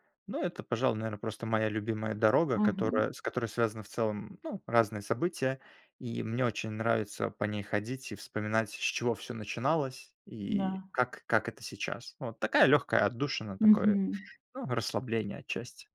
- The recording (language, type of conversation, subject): Russian, podcast, Какие первые шаги ты предпринял, чтобы снова вернуться к своему хобби?
- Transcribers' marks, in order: other background noise